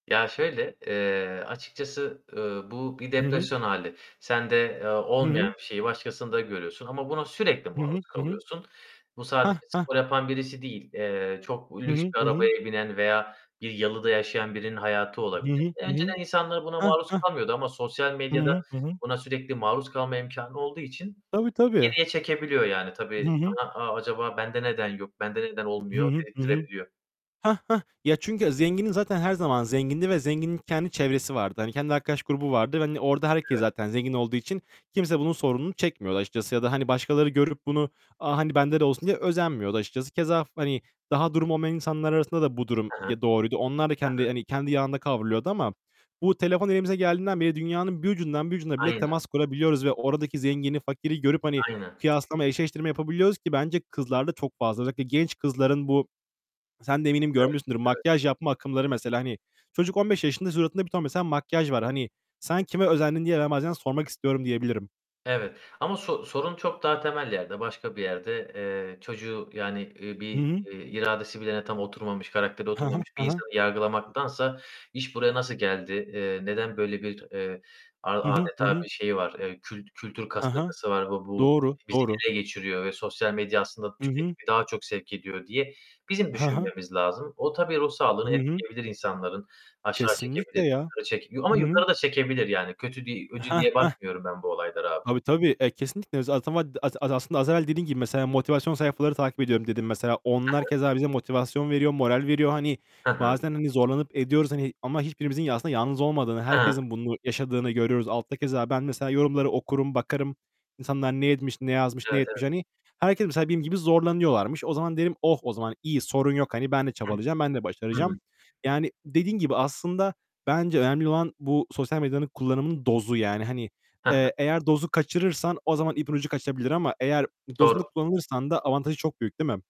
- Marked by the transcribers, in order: distorted speech; tapping; static; other background noise; unintelligible speech
- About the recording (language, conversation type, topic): Turkish, unstructured, Sosyal medyanın ruh sağlığımız üzerindeki etkisi sizce nasıl?